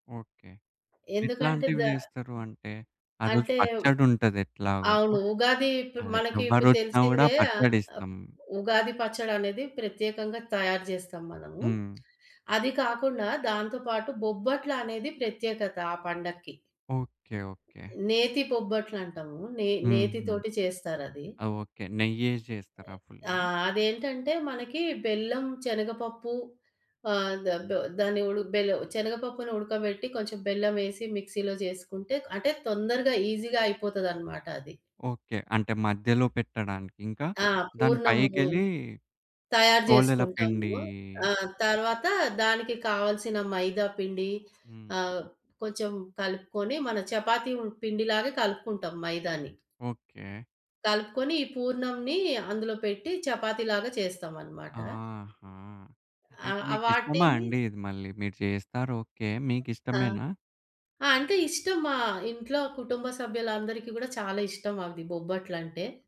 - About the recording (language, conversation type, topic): Telugu, podcast, పండగల కోసం సులభంగా, త్వరగా తయారయ్యే వంటకాలు ఏవి?
- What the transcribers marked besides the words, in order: lip smack; other noise; in English: "మిక్సీ‌లో"; other background noise